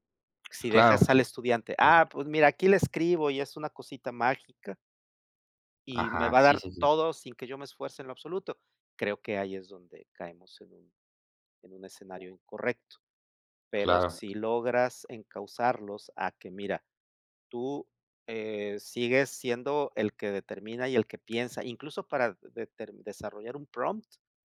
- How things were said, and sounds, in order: other background noise; tapping; in English: "prompt"
- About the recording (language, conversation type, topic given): Spanish, unstructured, ¿Cómo crees que la tecnología ha cambiado la educación?
- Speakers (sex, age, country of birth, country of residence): male, 20-24, Mexico, Mexico; male, 55-59, Mexico, Mexico